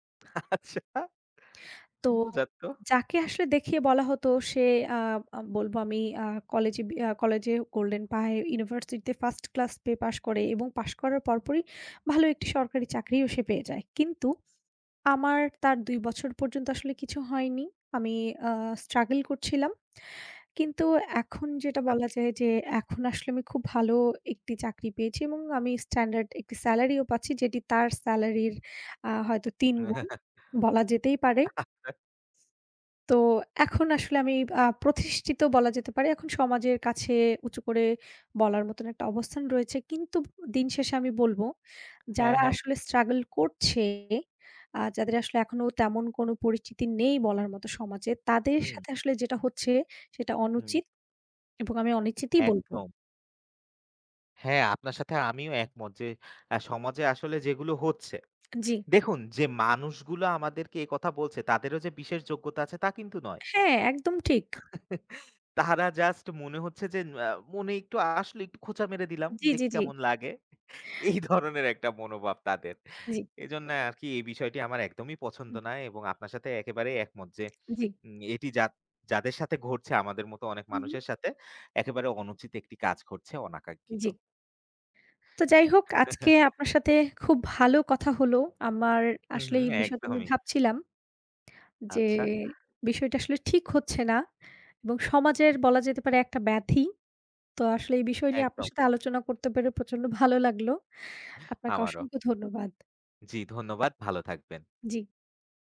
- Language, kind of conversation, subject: Bengali, unstructured, আপনি কি মনে করেন সমাজ মানুষকে নিজের পরিচয় প্রকাশ করতে বাধা দেয়, এবং কেন?
- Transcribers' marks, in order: laughing while speaking: "আচ্ছা"; tapping; in English: "struggle"; in English: "standard"; chuckle; other background noise; "অনুচিতিই" said as "অনিচিতই"; chuckle; laughing while speaking: "এই ধরনের একটা মনোভাব তাদের"; chuckle